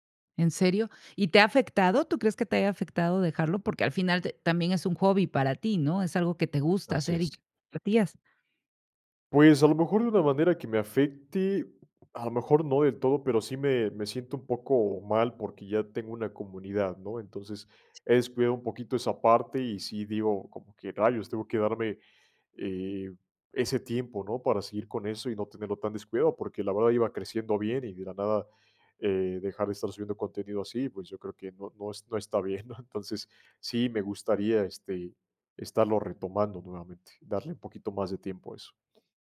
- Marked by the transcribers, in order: tapping; other background noise; unintelligible speech; laughing while speaking: "¿no?"
- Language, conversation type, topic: Spanish, podcast, ¿Cómo combinas el trabajo, la familia y el aprendizaje personal?